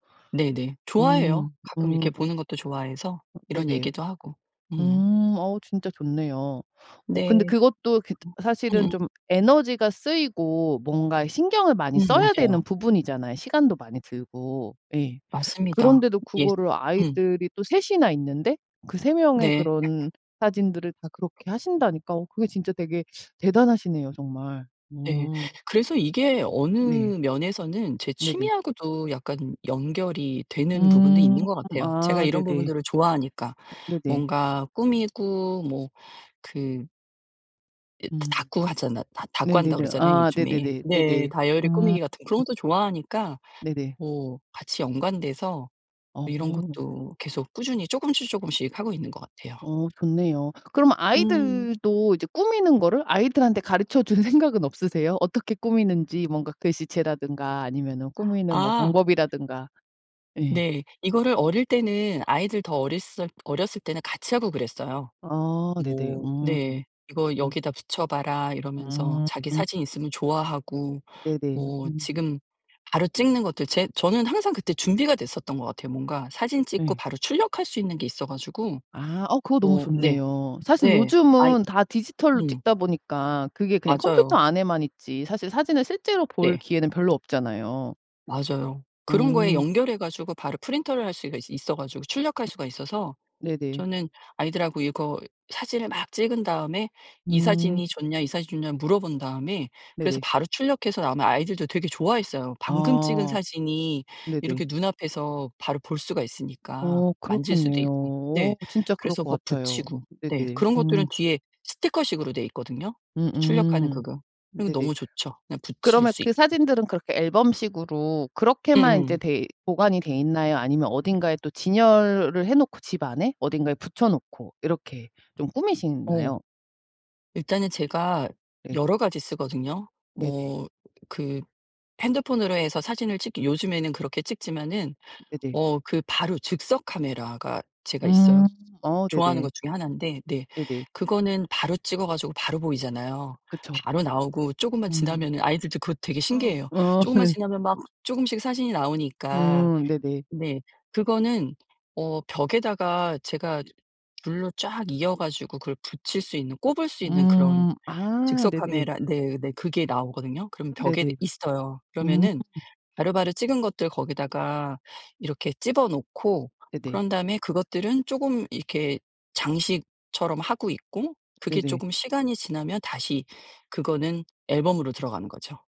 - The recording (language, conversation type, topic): Korean, podcast, 아이들에게 꼭 물려주고 싶은 전통이 있나요?
- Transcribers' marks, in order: other background noise; other noise; tapping; laughing while speaking: "생각은"; laugh; laughing while speaking: "어"